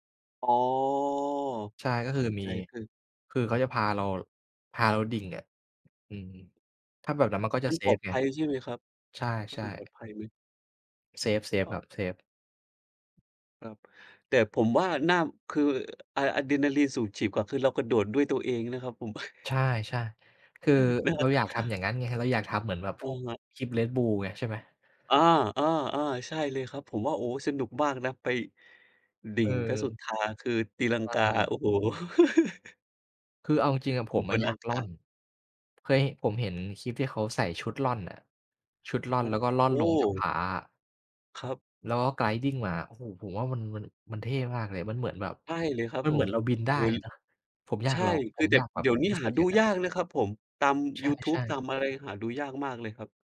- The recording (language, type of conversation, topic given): Thai, unstructured, งานอดิเรกอะไรช่วยให้คุณรู้สึกผ่อนคลาย?
- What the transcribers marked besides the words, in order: drawn out: "อ๋อ"; other background noise; tapping; chuckle; laugh; in English: "Gliding"